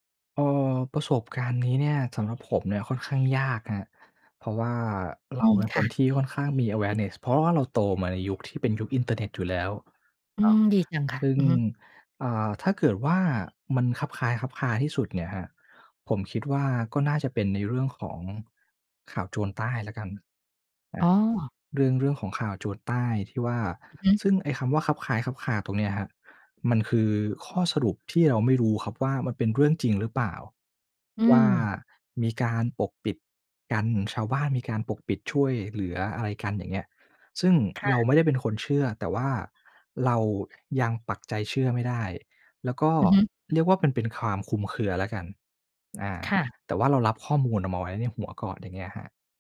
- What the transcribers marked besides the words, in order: in English: "awareness"; tapping
- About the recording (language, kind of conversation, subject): Thai, podcast, การแชร์ข่าวที่ยังไม่ได้ตรวจสอบสร้างปัญหาอะไรบ้าง?